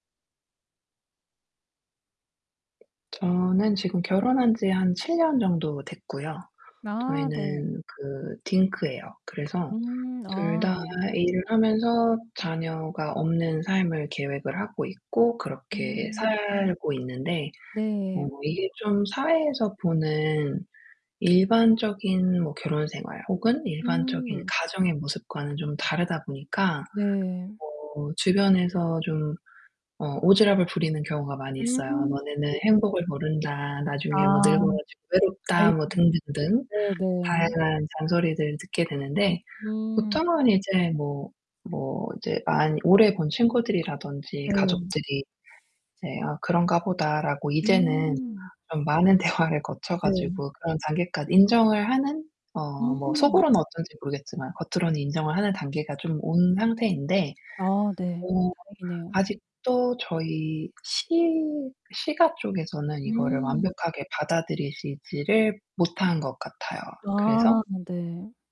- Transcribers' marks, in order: other background noise; tapping; distorted speech; unintelligible speech; laughing while speaking: "대화를"; static
- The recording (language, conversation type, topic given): Korean, advice, 가족의 기대와 제 가치관을 현실적으로 어떻게 조율하면 좋을까요?